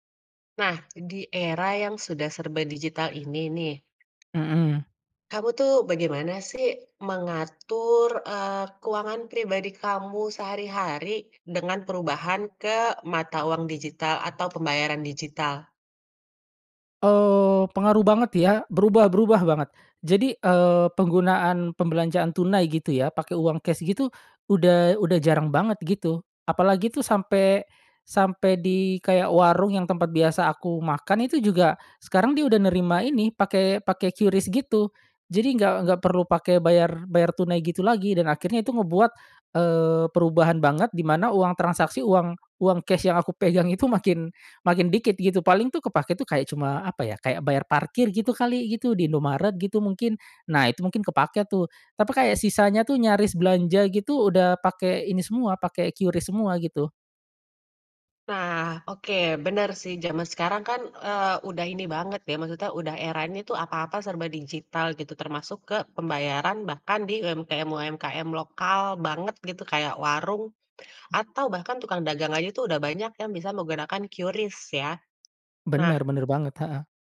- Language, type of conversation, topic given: Indonesian, podcast, Bagaimana menurutmu keuangan pribadi berubah dengan hadirnya mata uang digital?
- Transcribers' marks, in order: other background noise; tapping; laughing while speaking: "pegang"; "tapi" said as "tapa"; background speech